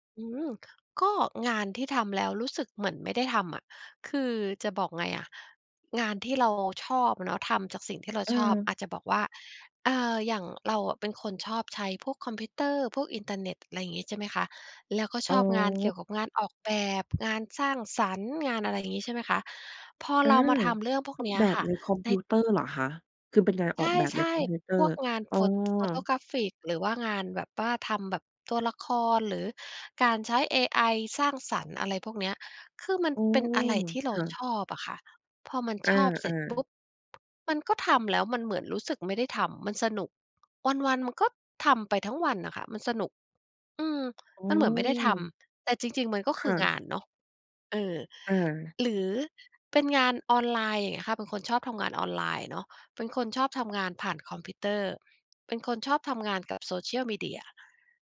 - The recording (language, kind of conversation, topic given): Thai, podcast, งานแบบไหนที่ทำแล้วคุณรู้สึกเติมเต็ม?
- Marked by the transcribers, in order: none